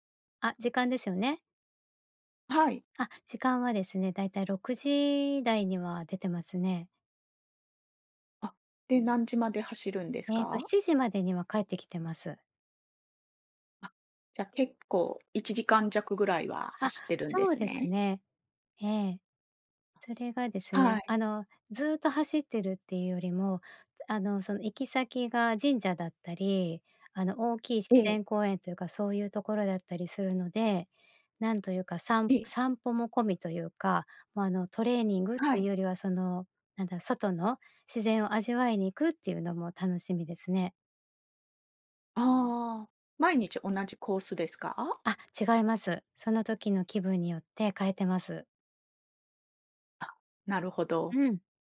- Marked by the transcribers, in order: none
- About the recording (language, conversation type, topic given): Japanese, podcast, 散歩中に見つけてうれしいものは、どんなものが多いですか？